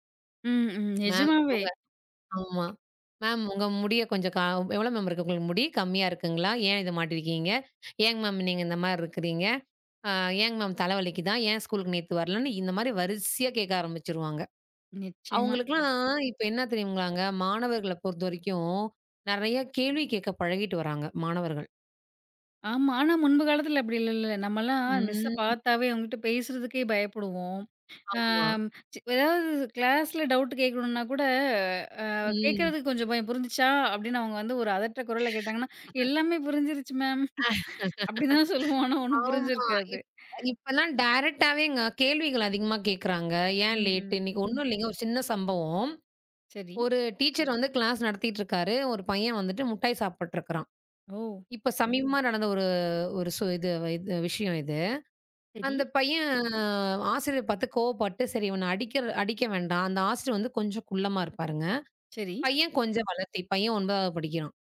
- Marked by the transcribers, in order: in English: "மேம்"; in English: "மேம்"; tapping; in English: "மேம்"; in English: "மேம்"; in English: "மேம்"; drawn out: "அவங்களுக்குலாம்"; drawn out: "நம்மள்லாம்"; drawn out: "ம்"; in English: "மிஸ்ஸ"; in English: "கிளாஸ்ல டவுட்"; other background noise; laugh; in English: "மேம்"; laugh; laughing while speaking: "அப்படி தான் சொல்லுவோம். ஆனா ஒண்ணும் புரிஞ்சு இருக்காது"; in English: "டேரைக்ட்டாவேங்க"; in English: "லேட்டு?"; in English: "டீச்சர்"; drawn out: "பையன்"
- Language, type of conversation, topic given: Tamil, podcast, மாணவர்களின் மனநலத்தைக் கவனிப்பதில் பள்ளிகளின் பங்கு என்ன?